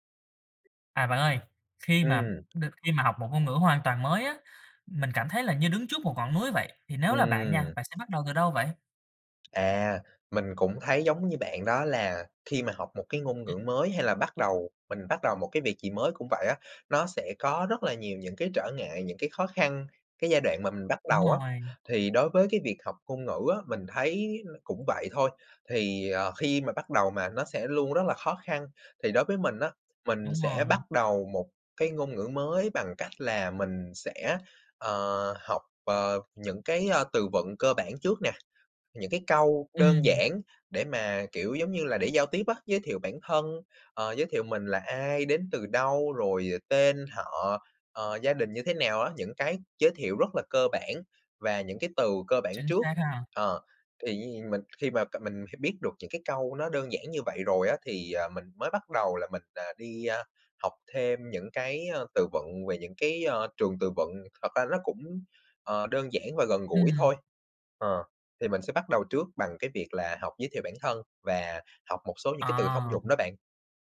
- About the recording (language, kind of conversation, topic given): Vietnamese, podcast, Làm thế nào để học một ngoại ngữ hiệu quả?
- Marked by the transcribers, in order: other background noise; tapping